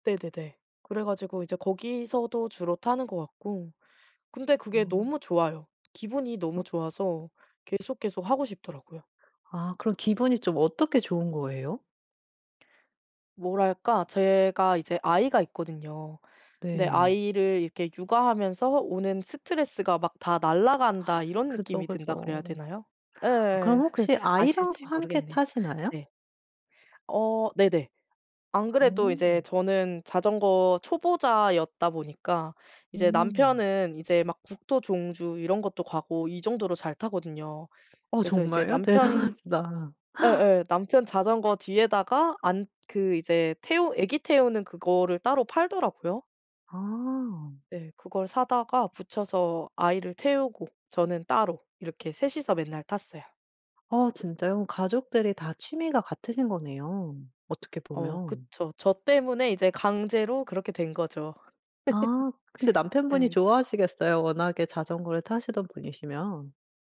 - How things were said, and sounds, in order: other background noise; laugh; gasp; laugh
- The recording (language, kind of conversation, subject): Korean, podcast, 요즘 푹 빠져 있는 취미가 무엇인가요?